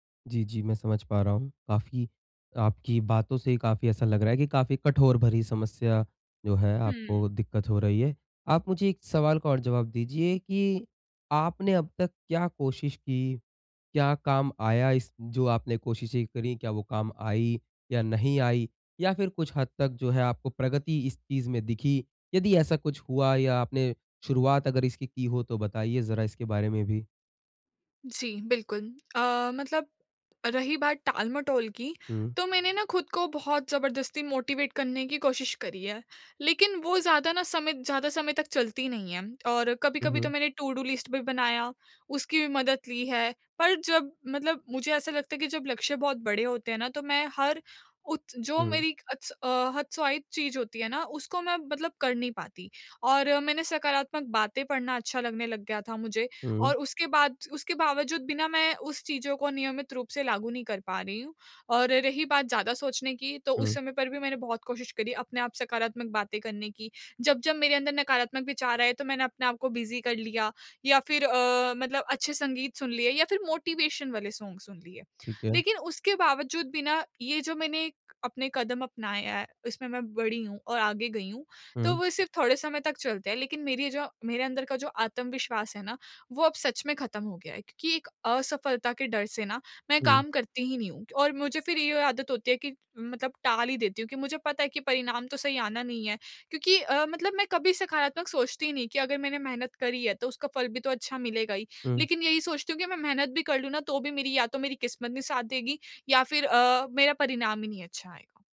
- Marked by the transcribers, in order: in English: "मोटिवेट"; in English: "टूडू लिस्ट"; in English: "बिज़ी"; in English: "मोटिवेशन"; in English: "सॉन्ग"
- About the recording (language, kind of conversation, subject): Hindi, advice, मैं नकारात्मक पैटर्न तोड़ते हुए नए व्यवहार कैसे अपनाऊँ?